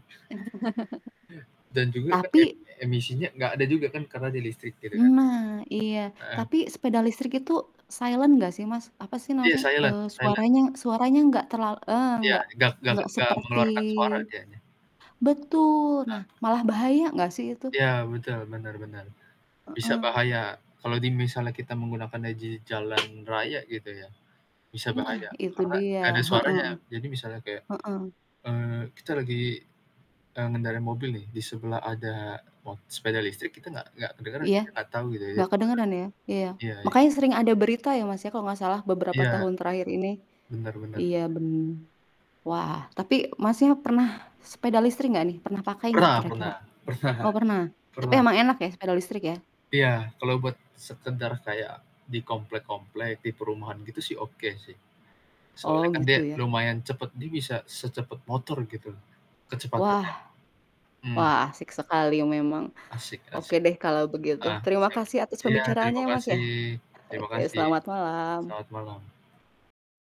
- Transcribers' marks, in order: chuckle; static; distorted speech; in English: "silent"; in English: "silent silent"; other background noise; tapping; "di" said as "ji"; laughing while speaking: "pernah"
- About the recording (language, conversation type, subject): Indonesian, unstructured, Apa yang membuat Anda lebih memilih bersepeda daripada berjalan kaki?